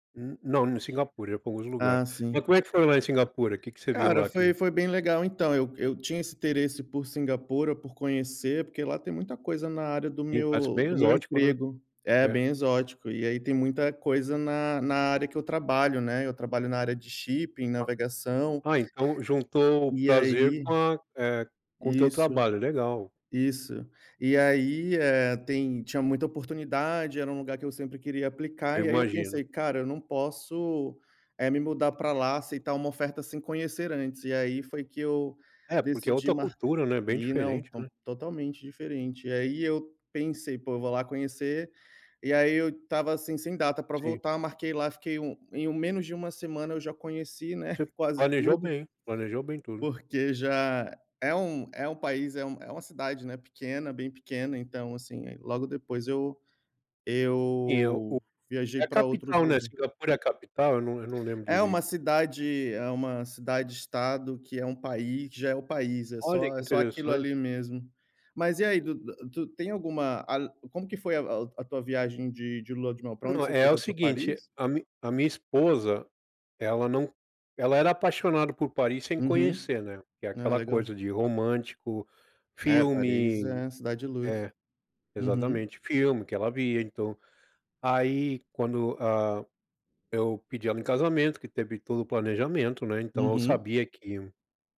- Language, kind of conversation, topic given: Portuguese, unstructured, Qual foi a viagem mais inesquecível que você já fez?
- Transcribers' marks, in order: in English: "shipping"